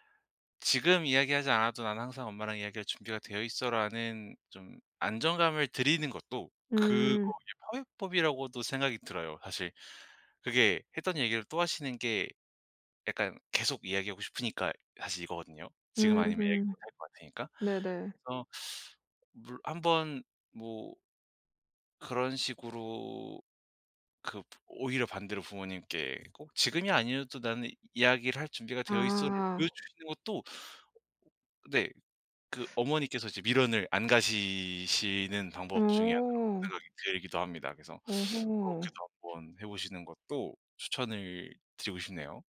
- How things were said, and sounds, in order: tapping; unintelligible speech
- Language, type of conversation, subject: Korean, advice, 사적 시간을 실용적으로 보호하려면 어디서부터 어떻게 시작하면 좋을까요?